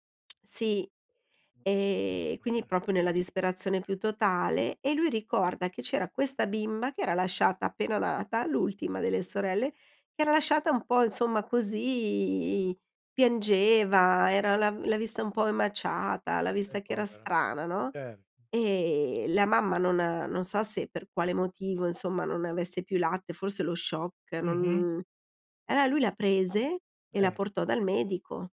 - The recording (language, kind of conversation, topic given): Italian, podcast, In che modo le storie dei tuoi nonni influenzano la tua vita oggi?
- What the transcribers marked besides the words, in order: tapping; drawn out: "E"; "proprio" said as "propio"; unintelligible speech; drawn out: "così"